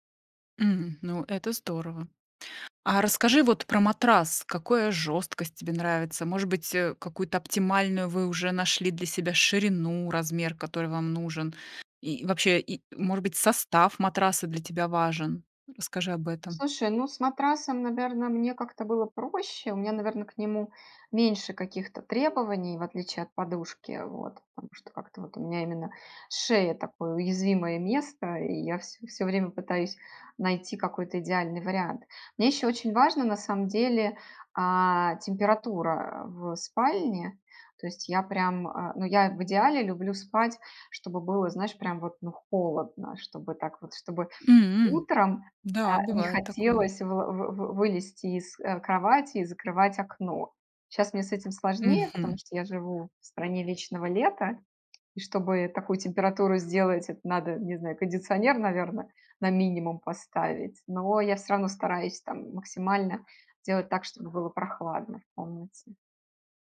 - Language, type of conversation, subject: Russian, podcast, Как организовать спальное место, чтобы лучше высыпаться?
- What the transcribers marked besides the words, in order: other background noise; tapping